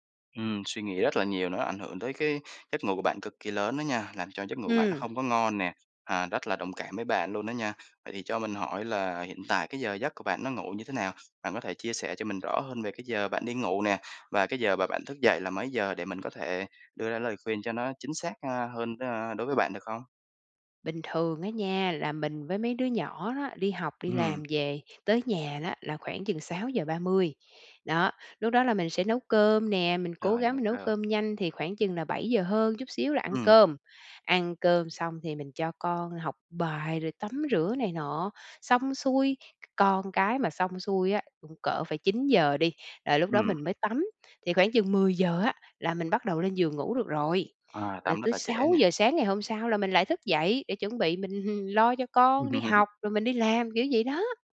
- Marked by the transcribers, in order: tapping; other background noise; laughing while speaking: "mình"; laughing while speaking: "Ừm"
- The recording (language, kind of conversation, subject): Vietnamese, advice, Làm sao để duy trì giấc ngủ đều đặn khi bạn thường mất ngủ hoặc ngủ quá muộn?